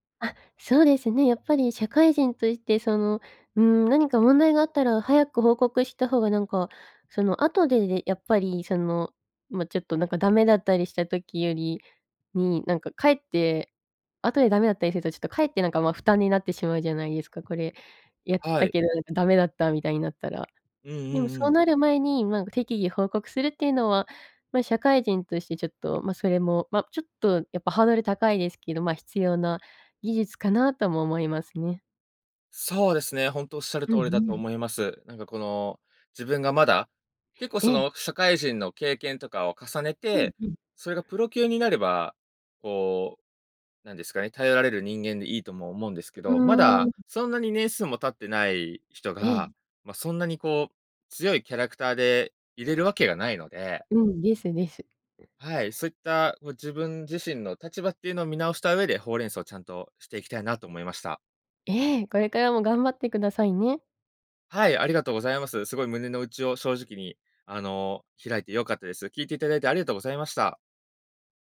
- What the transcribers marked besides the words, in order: none
- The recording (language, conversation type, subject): Japanese, advice, なぜ私は人に頼らずに全部抱え込み、燃え尽きてしまうのでしょうか？